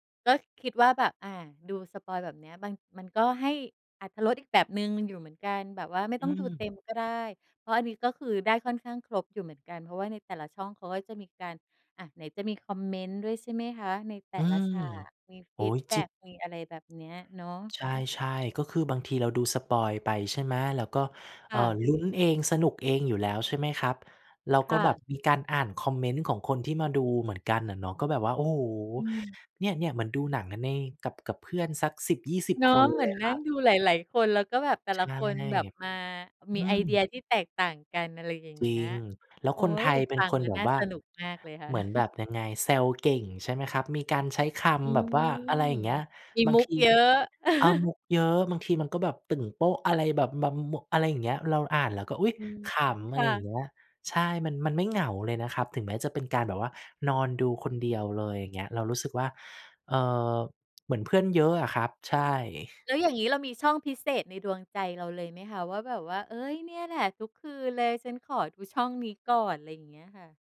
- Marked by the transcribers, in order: other background noise; tapping; other noise; giggle; giggle; unintelligible speech
- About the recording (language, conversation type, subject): Thai, podcast, แพลตฟอร์มไหนมีอิทธิพลมากที่สุดต่อรสนิยมด้านความบันเทิงของคนไทยในตอนนี้ และเพราะอะไร?